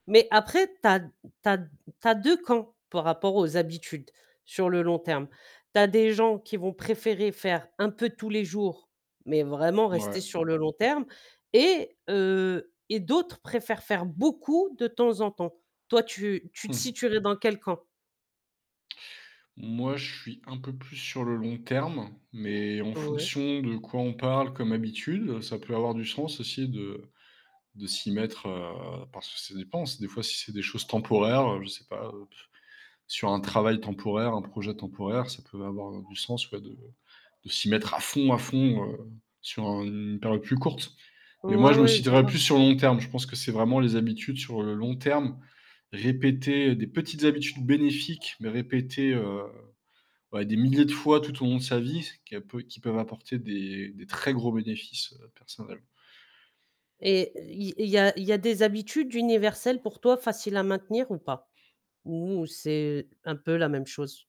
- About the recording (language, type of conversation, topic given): French, podcast, Qu’est-ce qui, selon toi, aide vraiment à maintenir une habitude sur le long terme ?
- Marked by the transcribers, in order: static; stressed: "beaucoup"; other background noise; blowing; stressed: "à fond, à fond"; distorted speech; stressed: "très"